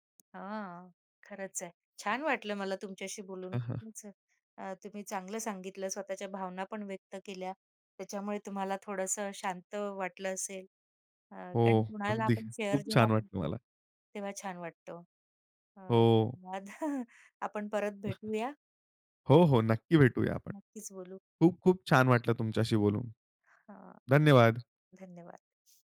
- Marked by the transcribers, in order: tapping; other noise; chuckle; other background noise; in English: "शेअर"; chuckle
- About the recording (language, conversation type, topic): Marathi, podcast, नात्यांमधल्या जुन्या दुखण्यांना तुम्ही कसे सामोरे जाता?